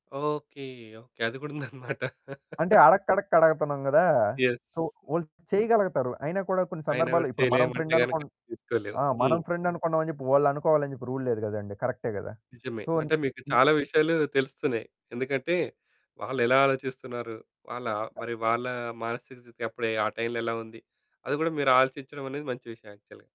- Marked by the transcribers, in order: laughing while speaking: "ఉందన్నమాట"; in English: "సో"; in English: "యస్"; other background noise; in English: "ఫ్రెండ్"; in English: "ఫ్రెండ్"; in English: "రూల్"; in English: "సో"; in English: "యాక్చువల్‌గా"
- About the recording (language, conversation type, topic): Telugu, podcast, మొదటి పరిచయంలో శరీరభాషకు మీరు ఎంత ప్రాధాన్యం ఇస్తారు?